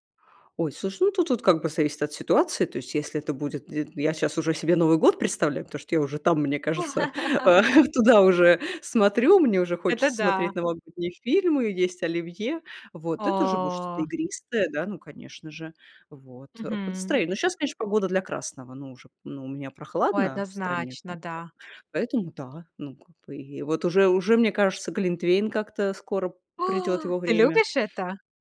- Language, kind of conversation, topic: Russian, podcast, Что вы делаете, чтобы снять стресс за 5–10 минут?
- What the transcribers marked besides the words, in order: laugh; chuckle; drawn out: "О"; tapping; surprised: "О"